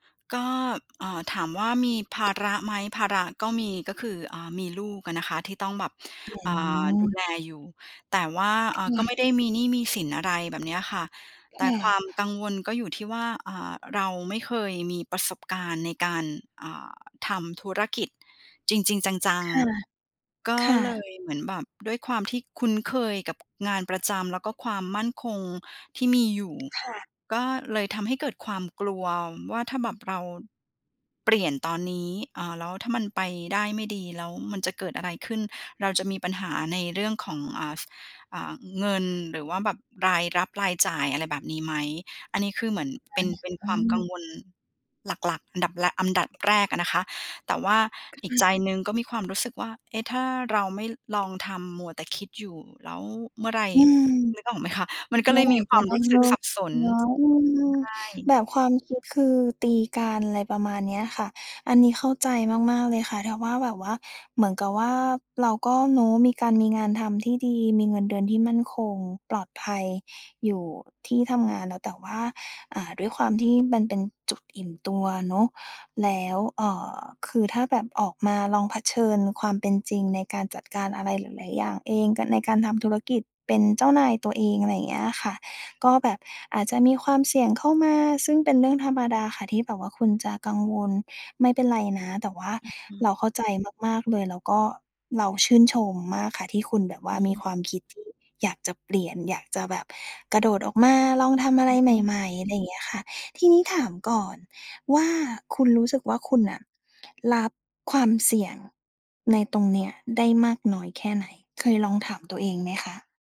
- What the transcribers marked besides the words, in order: other background noise; tapping
- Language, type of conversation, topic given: Thai, advice, จะเปลี่ยนอาชีพอย่างไรดีทั้งที่กลัวการเริ่มต้นใหม่?